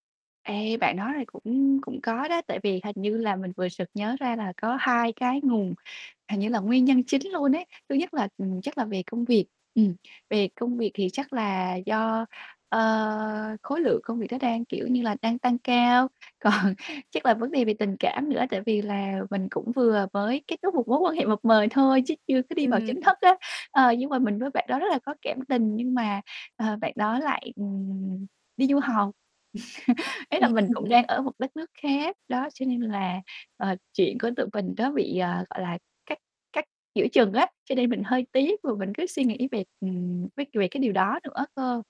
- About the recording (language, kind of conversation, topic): Vietnamese, advice, Làm sao để giữ năng lượng ổn định suốt cả ngày mà không mệt?
- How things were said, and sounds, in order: static; tapping; laughing while speaking: "Còn"; distorted speech; laugh